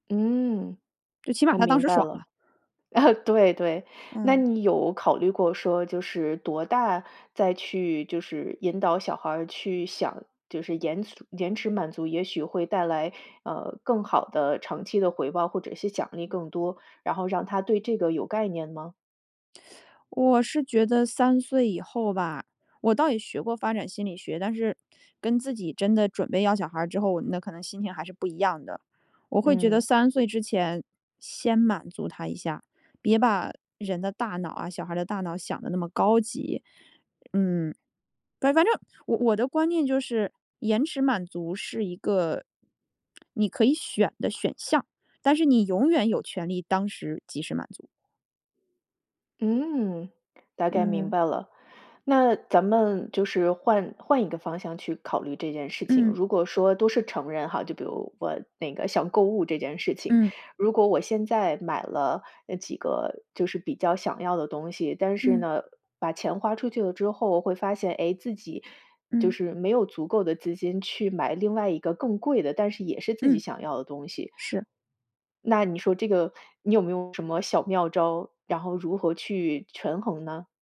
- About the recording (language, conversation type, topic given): Chinese, podcast, 你怎样教自己延迟满足？
- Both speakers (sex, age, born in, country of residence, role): female, 35-39, China, United States, guest; female, 35-39, China, United States, host
- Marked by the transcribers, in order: laughing while speaking: "啊"